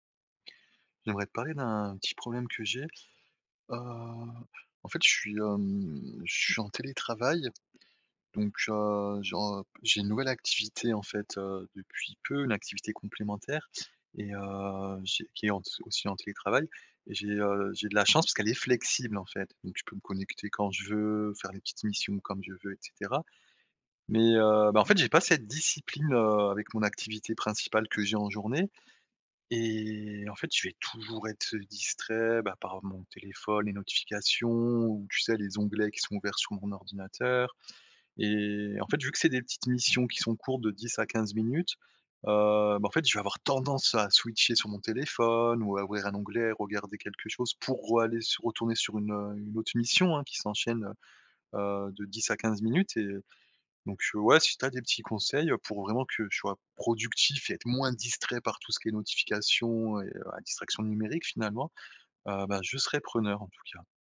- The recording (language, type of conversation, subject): French, advice, Comment puis-je réduire les notifications et les distractions numériques pour rester concentré ?
- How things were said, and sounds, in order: drawn out: "hem"; other background noise; stressed: "discipline"; stressed: "toujours"; stressed: "tendance"; in English: "switcher"; stressed: "moins"